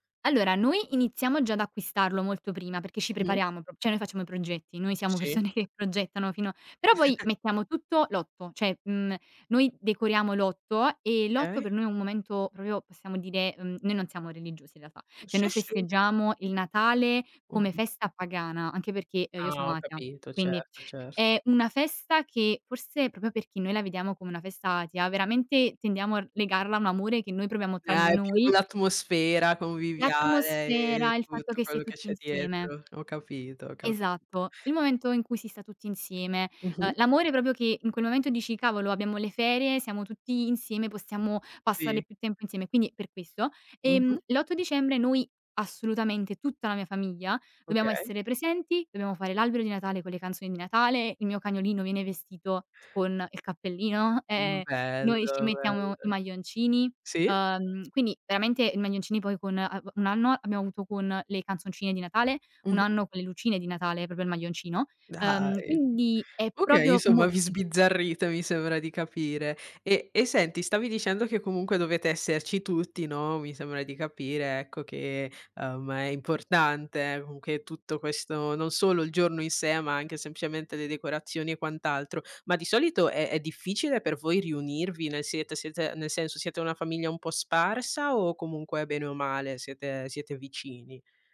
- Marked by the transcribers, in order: "cioè" said as "ceh"; laughing while speaking: "persone che"; chuckle; "cioè" said as "ceh"; tapping; "proprio" said as "propio"; "Cioè" said as "ceh"; "proprio" said as "propio"; "atea" said as "atia"; "proprio" said as "propio"; other background noise; "il" said as "el"; laughing while speaking: "cappellino"; "proprio" said as "propio"; chuckle; "proprio" said as "propio"
- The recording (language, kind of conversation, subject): Italian, podcast, Qual è una tradizione di famiglia a cui sei particolarmente affezionato?